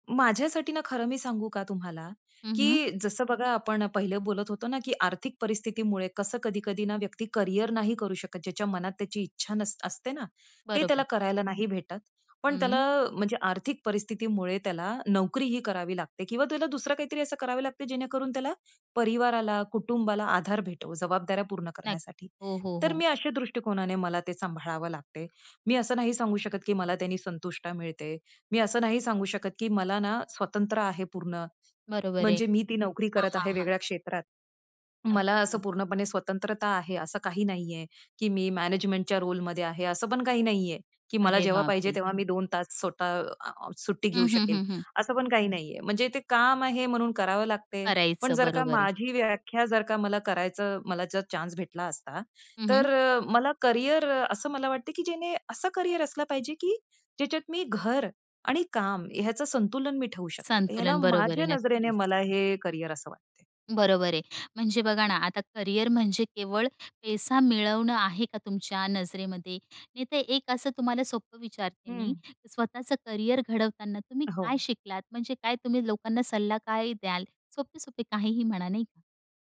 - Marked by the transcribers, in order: tapping; other background noise; "भेटेल" said as "भेटव"; swallow; in English: "रोलमध्ये"
- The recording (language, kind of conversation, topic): Marathi, podcast, तुमची करिअरची व्याख्या कशी बदलली?